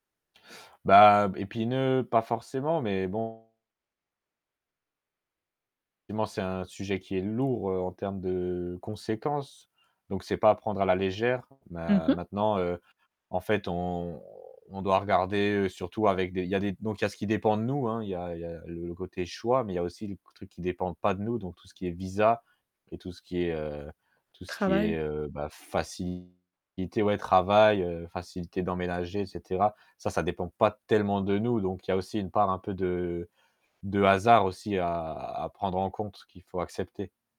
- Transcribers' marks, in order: static; distorted speech; stressed: "lourd"; stressed: "visa"
- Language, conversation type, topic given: French, advice, Comment gérer des désaccords sur les projets de vie (enfants, déménagement, carrière) ?